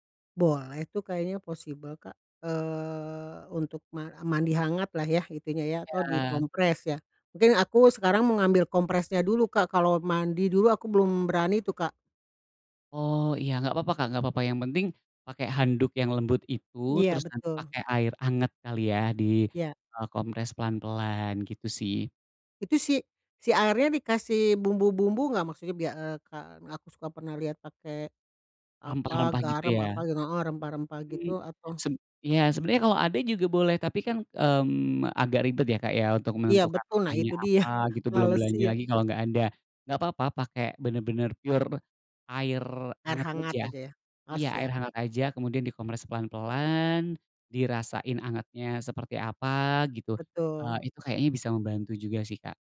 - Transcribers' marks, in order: in English: "possible"; laughing while speaking: "dia"; in English: "pure"
- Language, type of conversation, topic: Indonesian, advice, Bagaimana nyeri tubuh atau kondisi kronis Anda mengganggu tidur nyenyak Anda?